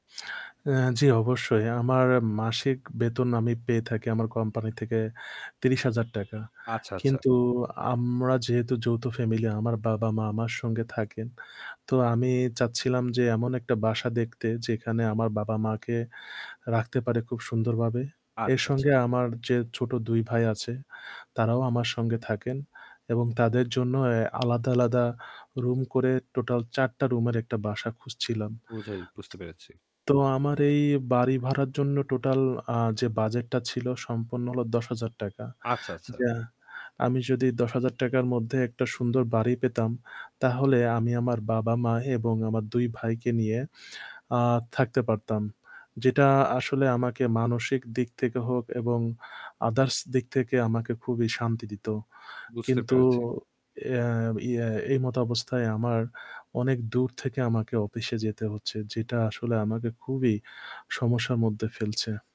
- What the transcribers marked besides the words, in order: static; horn; tapping; in English: "others"; "অফিসে" said as "অপিসে"; "ফেলছে" said as "ফেলচে"
- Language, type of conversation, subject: Bengali, advice, নতুন জায়গায় সাশ্রয়ী বাসা খুঁজে পাচ্ছেন না কেন?